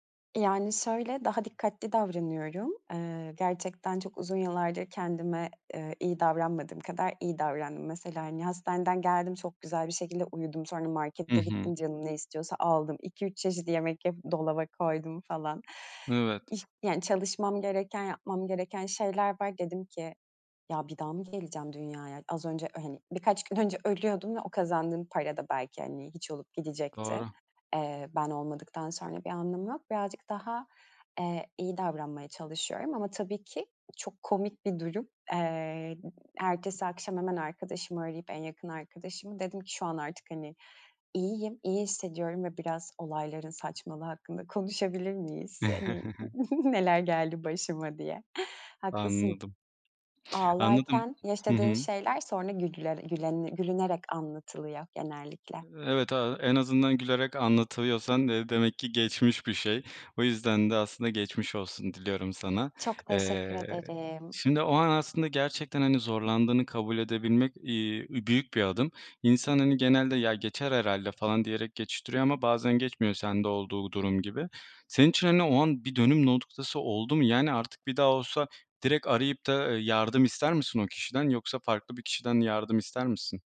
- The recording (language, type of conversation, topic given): Turkish, podcast, Zor bir anda yardım istemek için neler yaparsın?
- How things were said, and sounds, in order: other background noise; chuckle; giggle